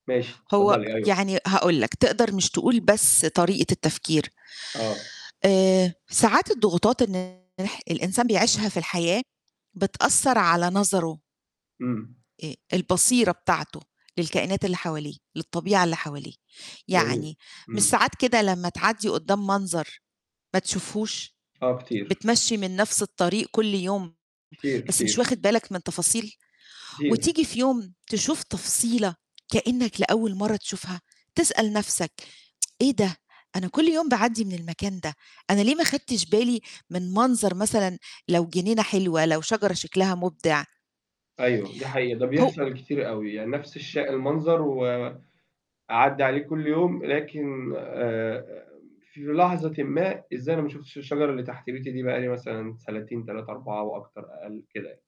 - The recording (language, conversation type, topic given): Arabic, podcast, احكيلي عن أول مرة جرّبت فيها التأمّل، كانت تجربتك عاملة إزاي؟
- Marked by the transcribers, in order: unintelligible speech; tsk; other noise